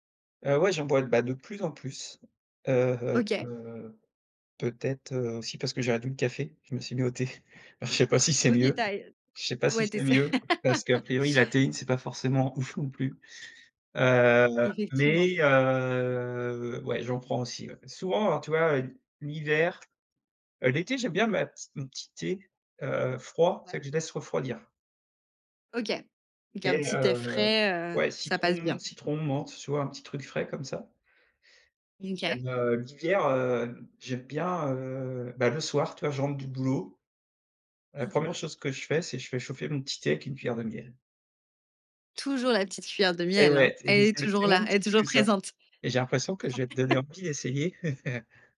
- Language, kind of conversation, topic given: French, podcast, Quelle est ta relation avec le café et l’énergie ?
- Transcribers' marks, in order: tapping; laugh; drawn out: "heu"; other background noise; throat clearing; laugh